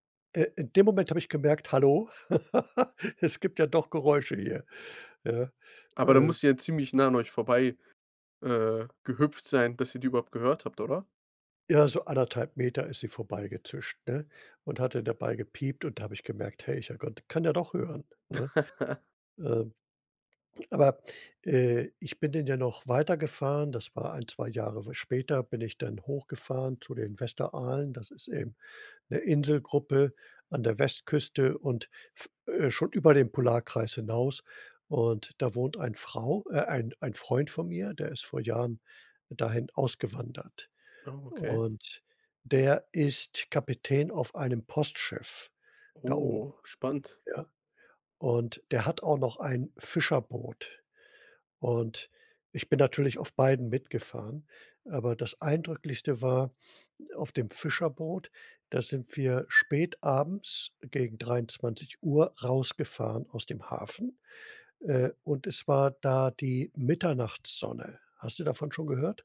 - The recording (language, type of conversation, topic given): German, podcast, Was war die eindrücklichste Landschaft, die du je gesehen hast?
- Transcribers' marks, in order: laugh; other background noise; chuckle; tapping